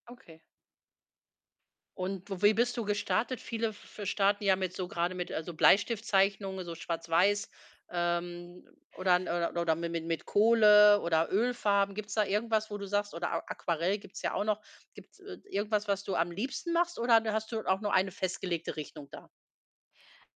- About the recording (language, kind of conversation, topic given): German, podcast, Wie gehst du mit kreativen Blockaden um?
- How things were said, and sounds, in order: other background noise